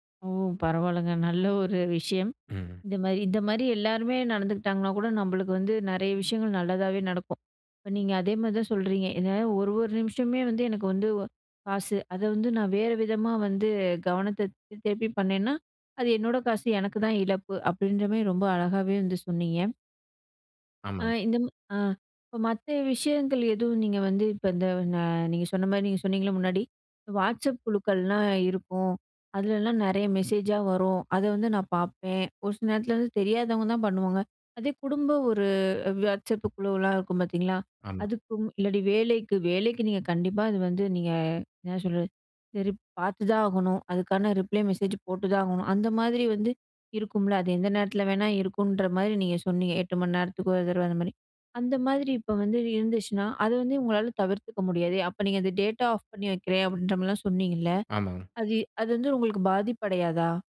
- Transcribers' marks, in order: in English: "மெசேஜா"; in English: "ரிப்ளே மெசேஜ்"; in English: "டேட்டா ஆஃப்"
- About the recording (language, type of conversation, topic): Tamil, podcast, கைபேசி அறிவிப்புகள் நமது கவனத்தைச் சிதறவைக்கிறதா?